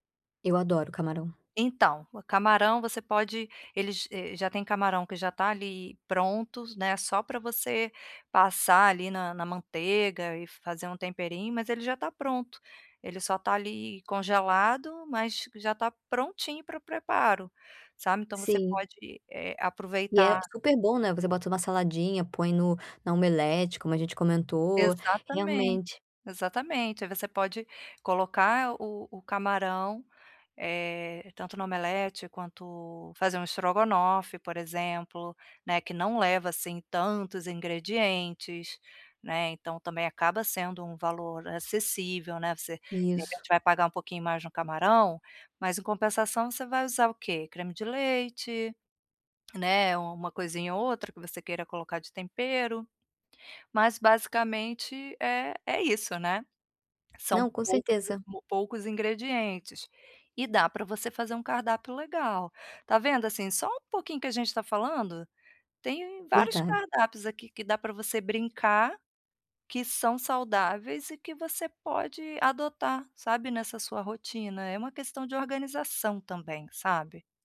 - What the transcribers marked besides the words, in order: none
- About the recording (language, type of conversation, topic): Portuguese, advice, Como posso comer de forma mais saudável sem gastar muito?